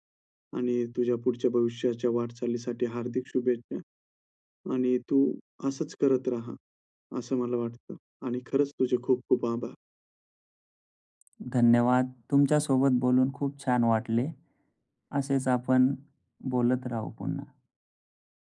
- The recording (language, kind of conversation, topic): Marathi, podcast, कामात अपयश आलं तर तुम्ही काय शिकता?
- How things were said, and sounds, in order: none